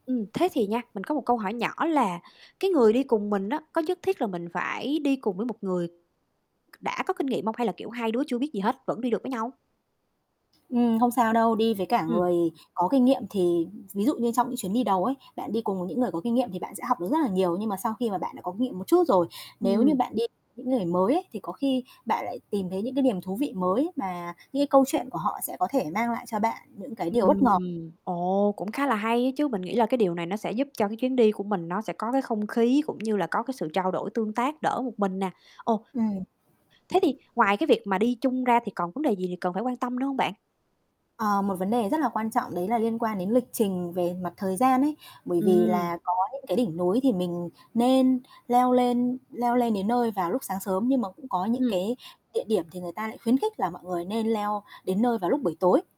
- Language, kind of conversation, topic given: Vietnamese, unstructured, Kỷ niệm nào trong chuyến leo núi của bạn là đáng nhớ nhất?
- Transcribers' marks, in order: tapping; static; other background noise; distorted speech; mechanical hum